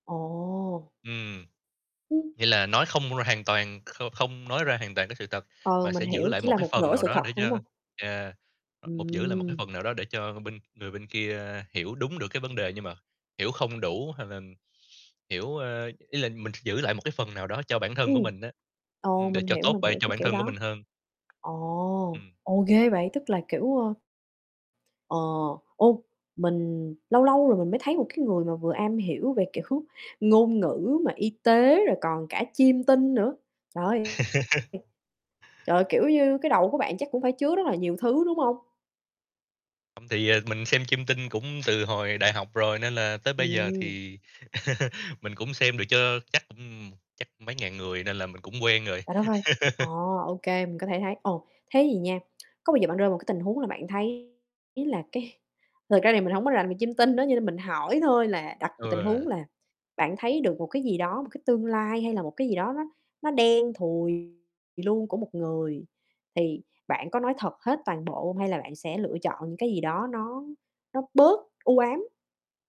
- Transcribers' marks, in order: distorted speech; tapping; other noise; static; laughing while speaking: "kiểu"; laugh; chuckle; laugh; tsk; laughing while speaking: "cái"; other background noise
- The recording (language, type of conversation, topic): Vietnamese, unstructured, Bạn nghĩ gì về việc luôn nói thật trong mọi tình huống?